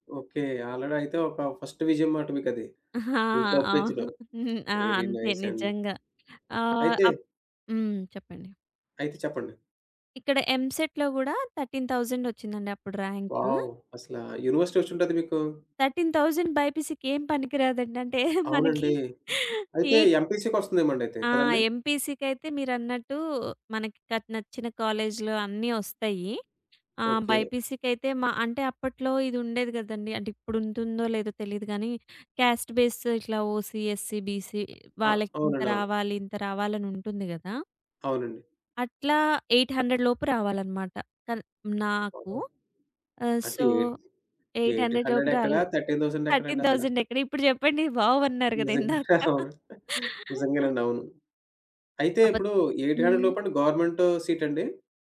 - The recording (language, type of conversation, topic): Telugu, podcast, మీ పనిపై మీరు గర్వపడేలా చేసిన ఒక సందర్భాన్ని చెప్పగలరా?
- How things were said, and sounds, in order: in English: "ఆల్రెడీ"; in English: "ఫస్ట్"; chuckle; other background noise; in English: "ఎంసెట్‌లో"; in English: "థర్టీన్ థౌసండ్"; in English: "వావ్!"; in English: "యూనివర్సిటీ"; in English: "థర్టీన్ థౌసండ్ బైపీసీ‌కేం"; laughing while speaking: "అంటే మనకి"; in English: "బైపీసీ‌కైతే"; in English: "క్యాస్ట్ బేస్"; in English: "ఓసీ ఎస్సీ బీసీ"; in English: "ఎయిట్ హండ్రెడ్"; in English: "సో, ఎయిట్ హండ్రెడ్"; laughing while speaking: "థర్టీన్ థౌసండ్ ఎక్కడ ఇప్పుడు జెప్పండి వావ్! అన్నారు గదా ఇందాక"; in English: "థర్టీన్ థౌసండ్"; in English: "వావ్!"; laughing while speaking: "అవును"; in English: "ఎయిట్ హండ్రెడ్"